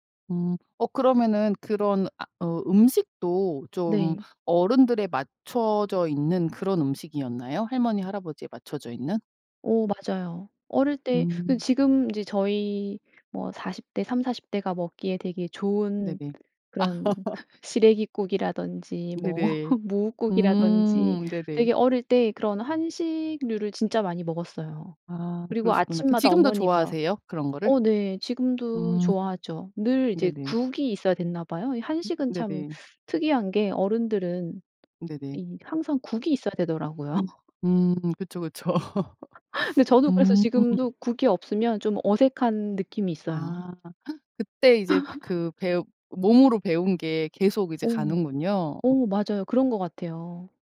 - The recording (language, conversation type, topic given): Korean, podcast, 할머니·할아버지에게서 배운 문화가 있나요?
- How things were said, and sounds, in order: laugh; tapping; laugh; laugh; gasp; laugh